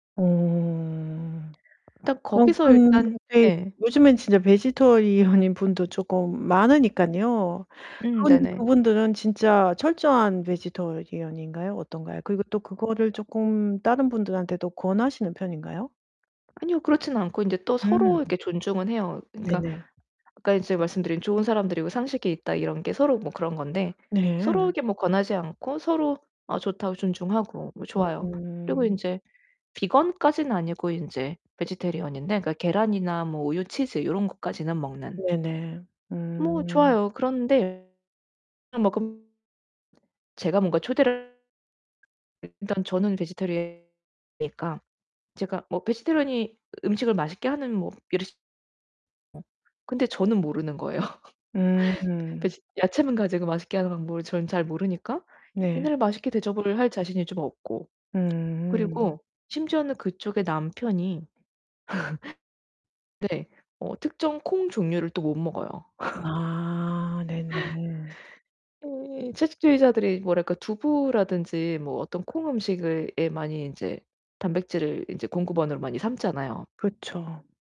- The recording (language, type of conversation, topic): Korean, advice, 초대를 정중히 거절하고 자연스럽게 빠지는 방법
- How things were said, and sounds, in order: other background noise; distorted speech; laughing while speaking: "베지테리언인"; in English: "베지테리언인"; in English: "베지테리언"; tapping; in English: "베지테리언"; unintelligible speech; in English: "베지테리언이니까"; in English: "베지테리언이"; unintelligible speech; laughing while speaking: "거예요"; laugh; laugh; laugh